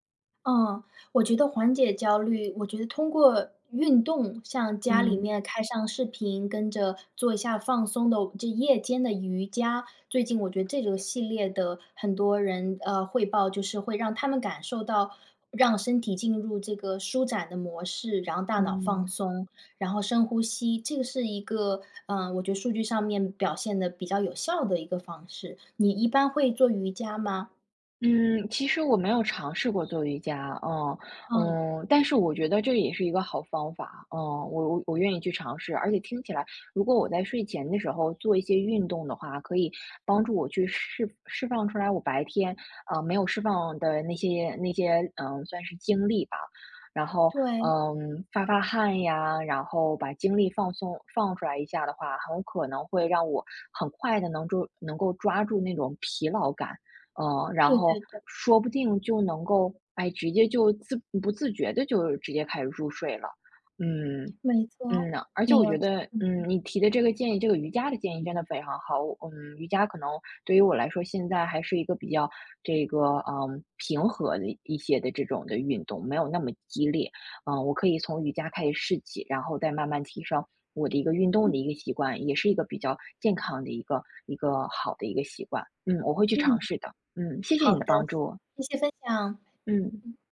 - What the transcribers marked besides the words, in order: other background noise
- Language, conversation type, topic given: Chinese, advice, 我想养成规律作息却总是熬夜，该怎么办？